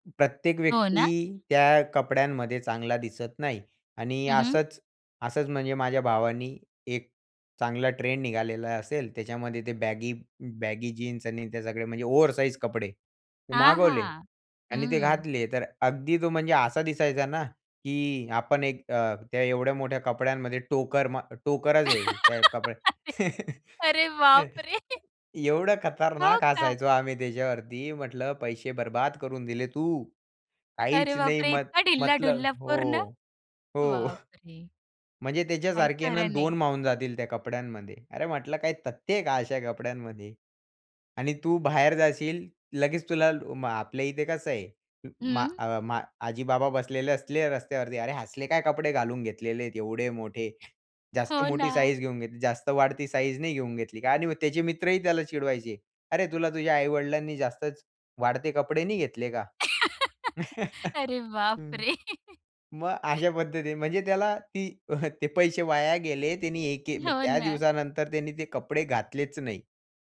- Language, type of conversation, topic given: Marathi, podcast, सोशल मीडियावर तुम्ही कोणाच्या शैलीकडे जास्त लक्ष देता?
- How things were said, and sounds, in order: in English: "बॅगी बॅगी"; laugh; laughing while speaking: "अरे बापरे!"; chuckle; chuckle; laughing while speaking: "अरे बापरे! इतका ढिल्ला ढुल्ला पूर्ण"; tapping; laughing while speaking: "हो ना"; laugh; laughing while speaking: "अरे बापरे!"; chuckle; chuckle; laughing while speaking: "हो ना"